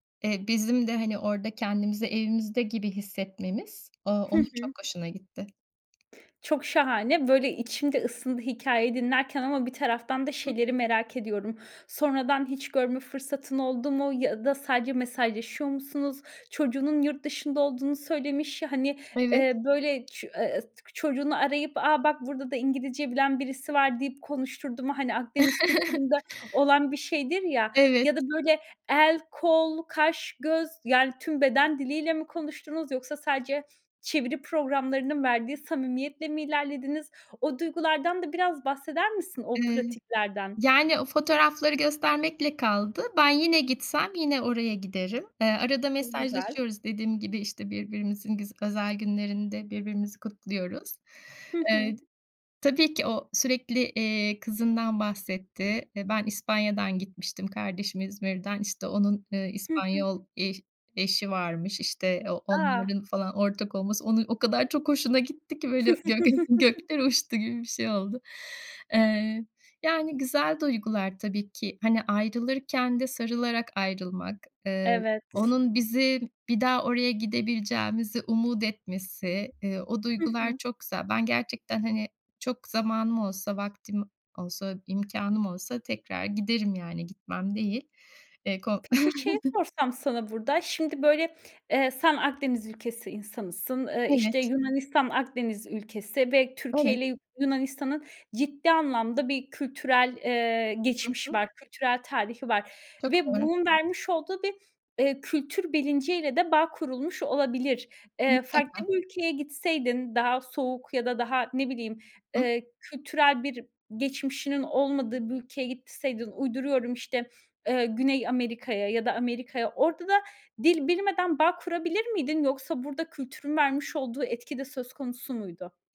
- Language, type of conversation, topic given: Turkish, podcast, Dilini bilmediğin hâlde bağ kurduğun ilginç biri oldu mu?
- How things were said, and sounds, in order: tapping; unintelligible speech; other noise; other background noise; chuckle; chuckle; unintelligible speech; chuckle